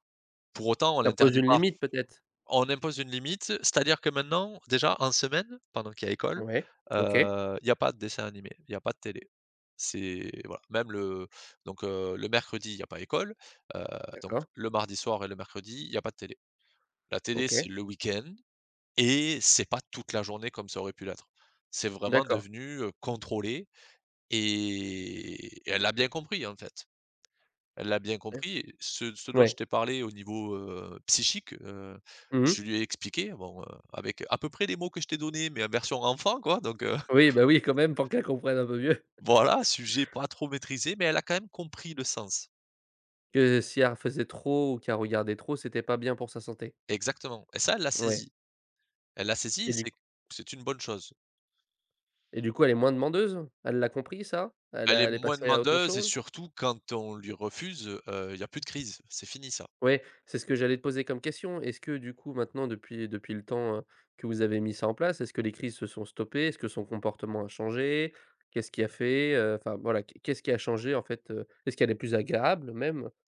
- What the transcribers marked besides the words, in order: other background noise; stressed: "contrôlé"; drawn out: "et"; unintelligible speech; laugh; chuckle; stressed: "Exactement"
- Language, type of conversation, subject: French, podcast, Comment gères-tu le temps d’écran en famille ?